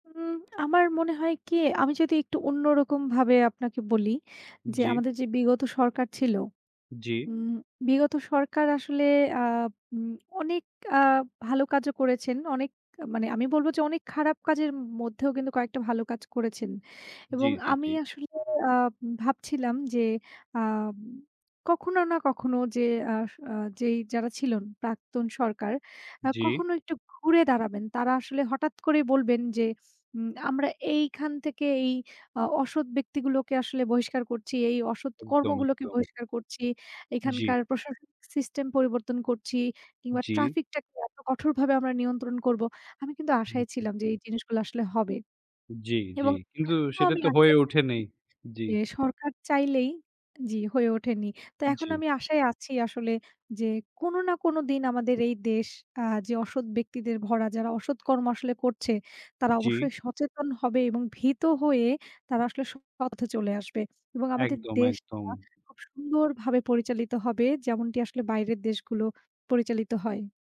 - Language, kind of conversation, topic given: Bengali, unstructured, তোমার জীবনে সৎ থাকার সবচেয়ে বড় চ্যালেঞ্জ কী?
- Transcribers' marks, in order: "ছিলেন" said as "ছিলন"